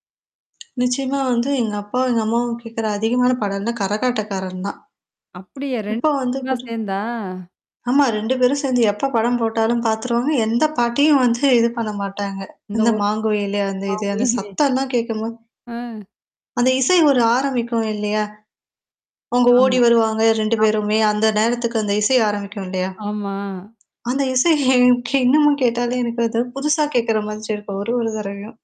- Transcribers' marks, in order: tapping; distorted speech; unintelligible speech; laughing while speaking: "அந்த இசை எனக்கு இன்னமும் கேட்டாலே … ஒரு, ஒரு தடவையும்"
- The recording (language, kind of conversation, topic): Tamil, podcast, பெற்றோர் கேட்க வைத்த இசை உங்கள் இசை ரசனையை எப்படிப் பாதித்தது?